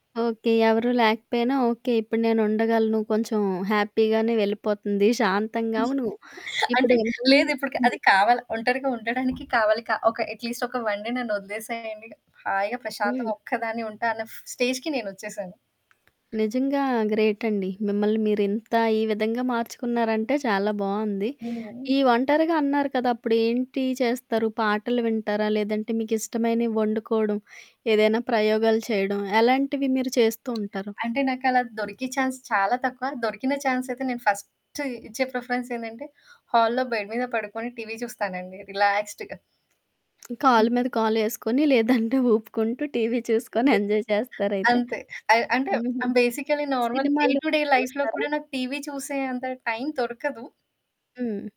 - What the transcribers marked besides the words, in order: in English: "హ్యాపీగానే"; giggle; mechanical hum; static; in English: "అట్లీస్ట్"; in English: "వన్ డే"; in English: "స్టేజ్‌కి"; tapping; other background noise; in English: "ఛాన్స్"; in English: "ఛాన్స్"; in English: "ప్రిఫరెన్స్"; in English: "హాల్‌లో బెడ్"; in English: "రిలాక్స్డ్‌గా"; in English: "ఎంజాయ్"; in English: "బేసికల్లి నార్మల్ డే టు డే లైఫ్‌లో"
- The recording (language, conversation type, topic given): Telugu, podcast, ఒంటరిగా ఉండటం మీకు భయం కలిగిస్తుందా, లేక ప్రశాంతతనిస్తుందా?